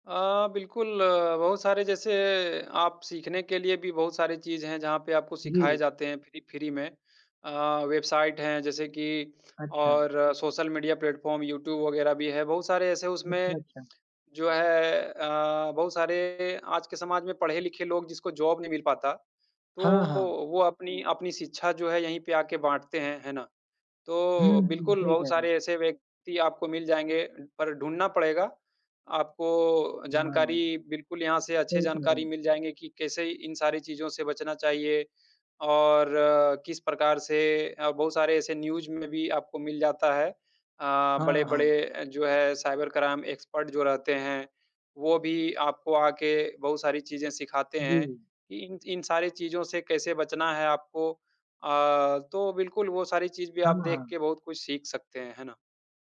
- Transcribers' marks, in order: in English: "फ़्री फ़्री"; in English: "प्लेटफ़ॉर्म"; lip smack; in English: "जॉब"; in English: "न्यूज़"; in English: "साइबर क्राइम एक्सपर्ट"
- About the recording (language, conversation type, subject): Hindi, unstructured, क्या तकनीक के कारण हमारी निजता खतरे में है?